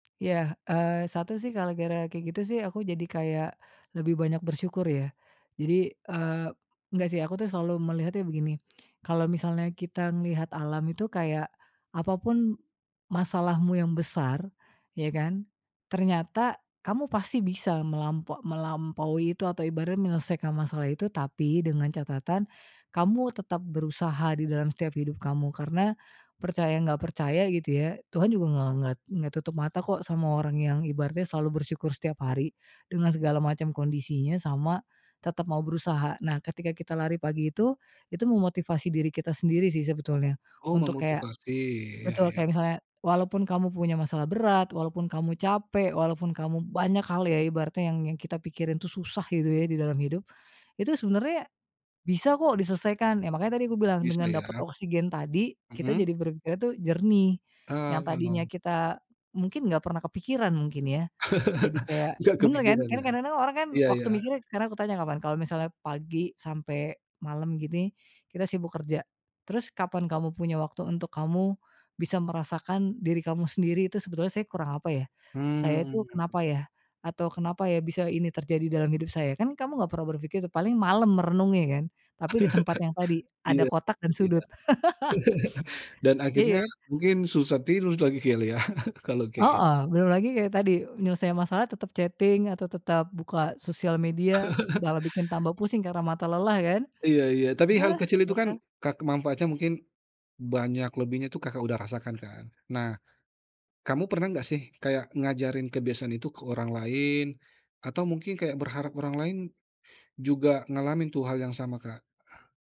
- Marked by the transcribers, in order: chuckle; chuckle; laugh; chuckle; in English: "chatting"; chuckle
- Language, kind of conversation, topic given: Indonesian, podcast, Apa kebiasaan kecil yang membuat harimu terasa lebih hangat?